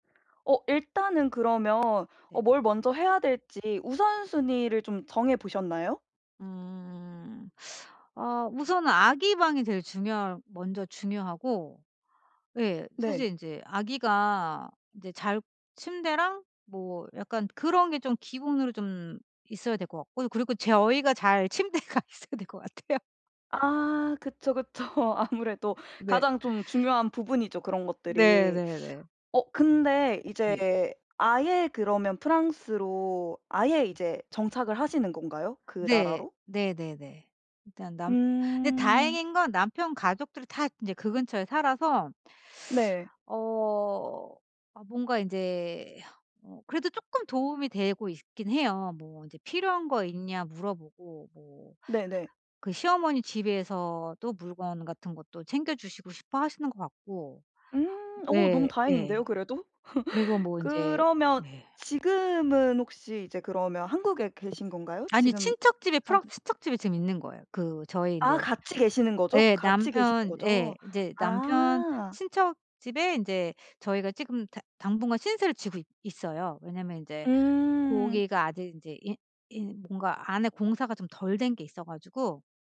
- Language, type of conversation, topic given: Korean, advice, 현지 정착을 위해 생활 인프라를 어떻게 정비하면 좋을까요?
- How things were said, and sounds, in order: laughing while speaking: "침대가 있어야 될 거 같아요"; laughing while speaking: "그쵸. 아무래도"; laugh